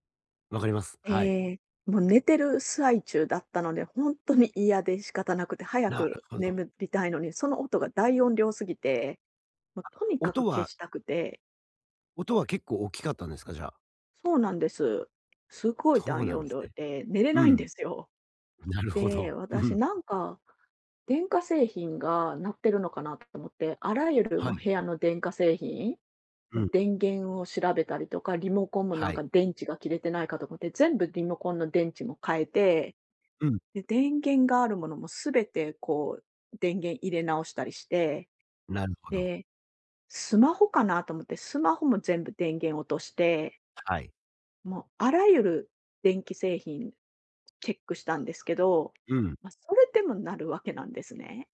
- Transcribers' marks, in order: other background noise
- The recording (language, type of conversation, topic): Japanese, advice, 予期せぬ障害が起きたときでも、習慣を続けるにはどうすればよいですか？